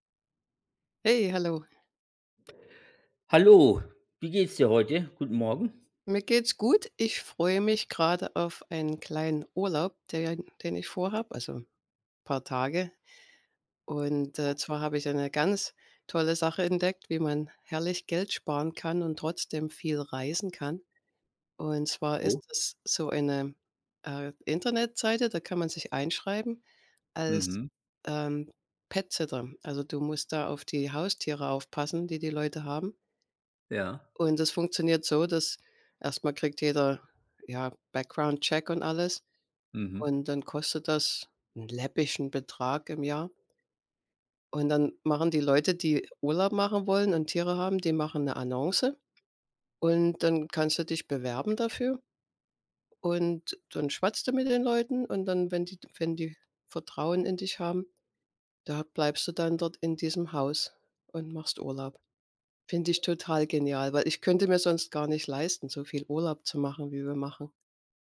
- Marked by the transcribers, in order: in English: "Pet-Sitter"; in English: "Background Check"
- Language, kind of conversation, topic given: German, unstructured, Wie sparst du am liebsten Geld?